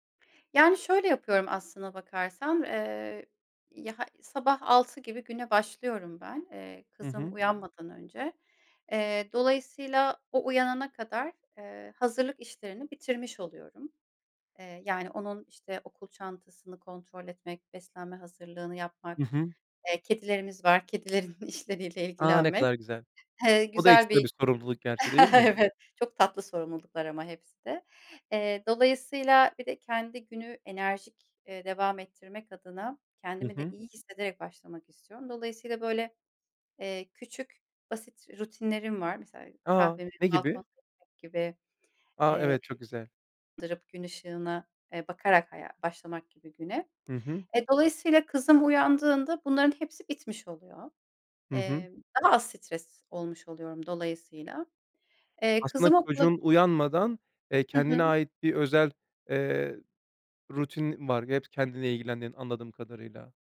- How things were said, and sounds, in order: other background noise; chuckle; laughing while speaking: "Evet"; unintelligible speech
- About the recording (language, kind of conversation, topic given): Turkish, podcast, İş ve özel hayat dengesini nasıl kuruyorsun?